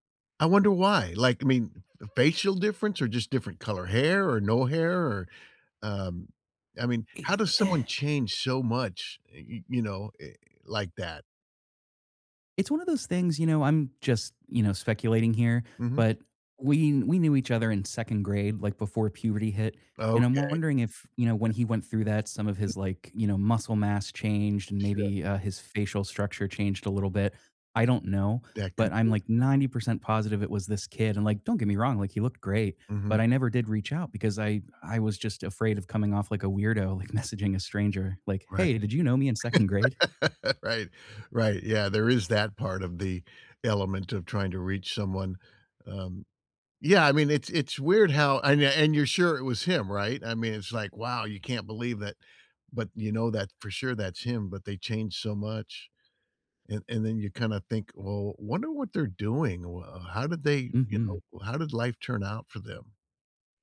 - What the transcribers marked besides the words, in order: laughing while speaking: "messaging"; laugh
- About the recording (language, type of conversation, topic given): English, unstructured, How can I reconnect with someone I lost touch with and miss?
- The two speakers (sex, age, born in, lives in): male, 35-39, United States, United States; male, 65-69, United States, United States